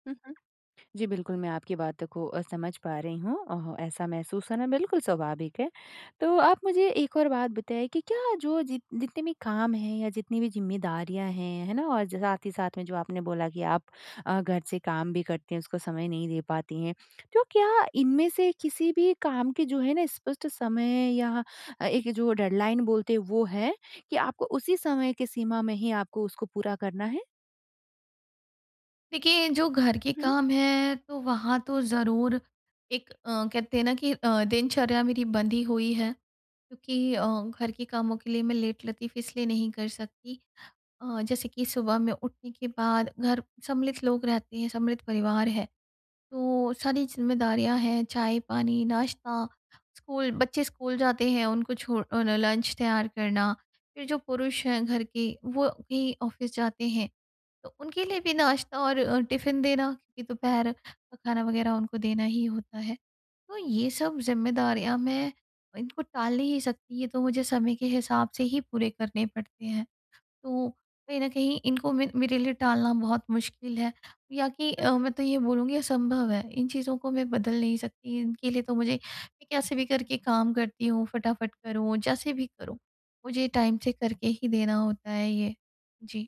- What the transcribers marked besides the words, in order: in English: "डेडलाइन"; in English: "लंच"; in English: "ऑफिस"; in English: "टिफिन"; in English: "टाइम"
- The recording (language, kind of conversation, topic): Hindi, advice, अनिश्चितता में प्राथमिकता तय करना